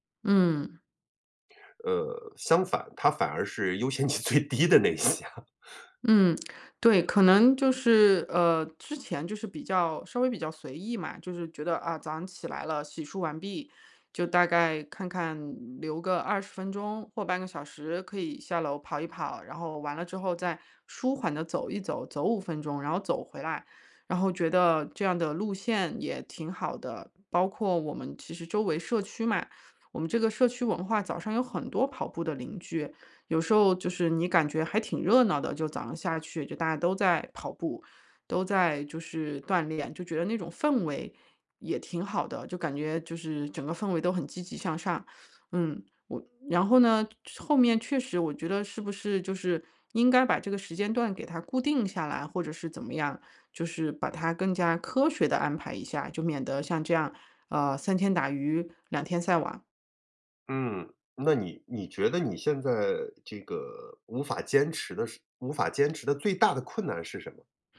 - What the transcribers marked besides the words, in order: laughing while speaking: "最低的那些啊"; laugh; tapping
- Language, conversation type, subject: Chinese, advice, 为什么早起并坚持晨间习惯对我来说这么困难？